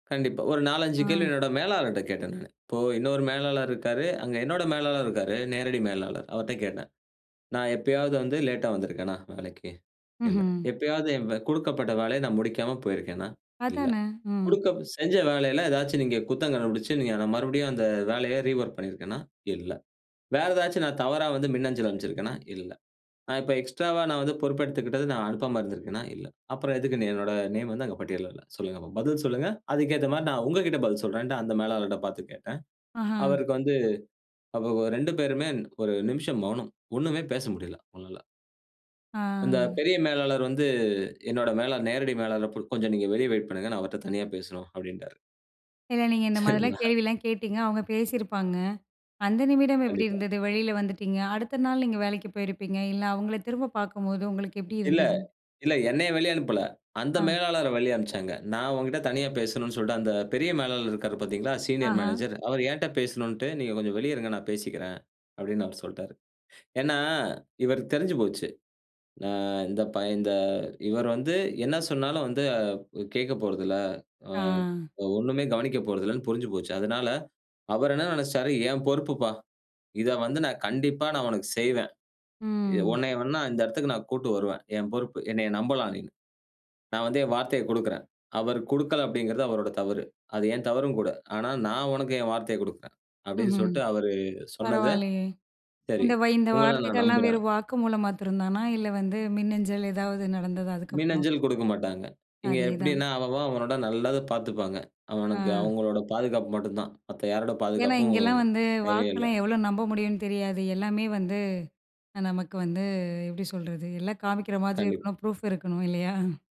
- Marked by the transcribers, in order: other background noise; in English: "ரீவொர்க்"; unintelligible speech; unintelligible speech; drawn out: "ஆ"; drawn out: "வந்து"; laughing while speaking: "சரிங்களா?"; in English: "சீனியர் மேனேஜர்"; drawn out: "ம்"; in English: "ப்ரூஃப்"; chuckle
- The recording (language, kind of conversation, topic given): Tamil, podcast, ஒரு சாதாரண நாளில் மனச் சுமை நீங்கியதாக உணர வைத்த அந்த ஒரு நிமிடம் எது?